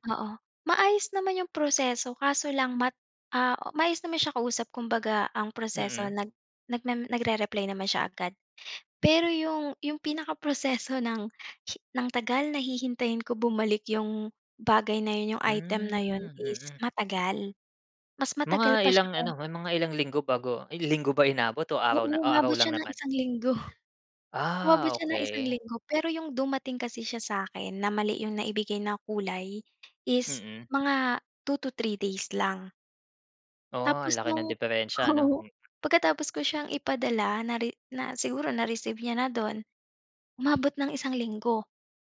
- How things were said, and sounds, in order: tapping; other background noise; laughing while speaking: "linggo"
- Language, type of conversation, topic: Filipino, podcast, Ano ang mga praktikal at ligtas na tips mo para sa online na pamimili?